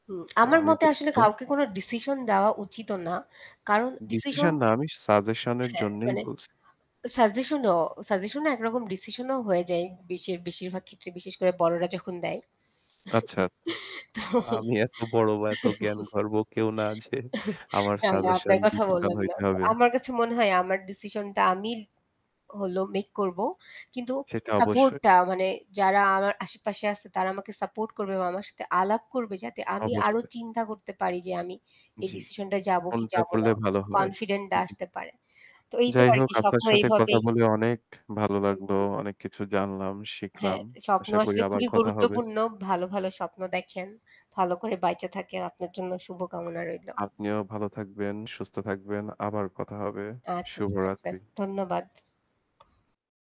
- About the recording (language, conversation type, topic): Bengali, unstructured, তোমার জীবনের সবচেয়ে বড় স্বপ্ন কী?
- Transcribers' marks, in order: static; tapping; laugh; laughing while speaking: "না, না আপনার কথা বললাম না"; laughing while speaking: "আমি এত বড় বা এত … ডিসিশন হইতে হবে"; "আমি" said as "আমিল"; "বেঁচে" said as "বাঁইচে"